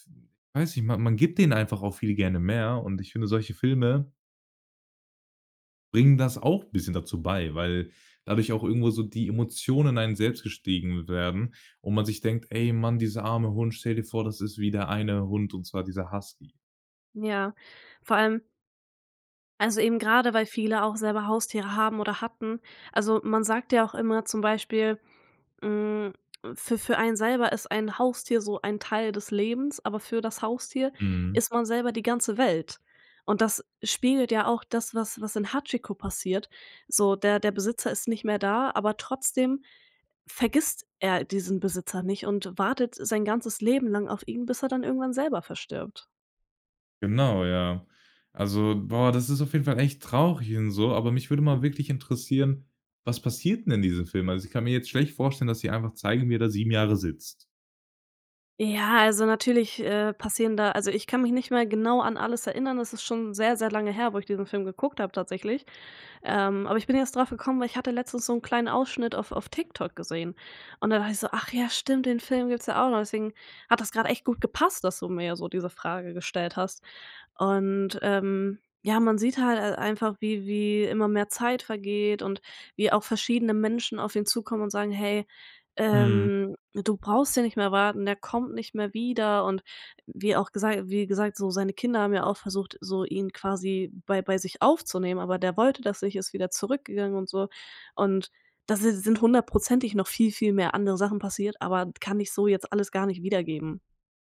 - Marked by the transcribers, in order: other background noise
- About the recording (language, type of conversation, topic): German, podcast, Was macht einen Film wirklich emotional?